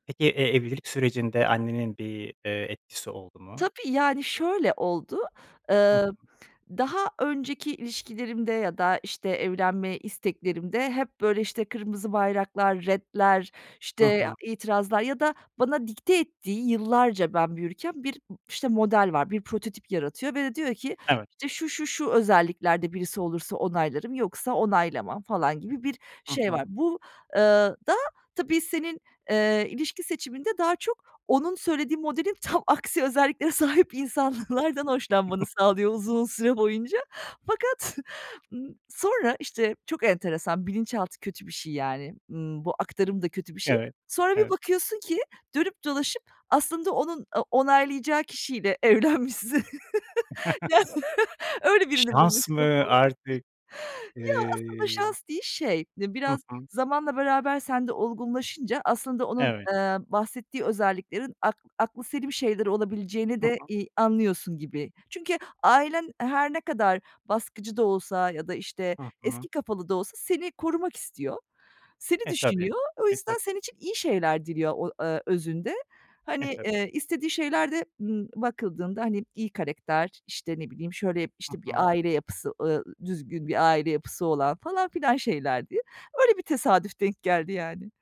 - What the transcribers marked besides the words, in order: laughing while speaking: "tam aksi özelliklere sahip insanlardan hoşlanmanı sağlıyor, uzun süre boyunca. Fakat"; chuckle; laugh; laughing while speaking: "Öyle birini bulmuşsun, falan"; chuckle
- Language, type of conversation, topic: Turkish, podcast, Ailenizin beklentileri seçimlerinizi nasıl etkiledi?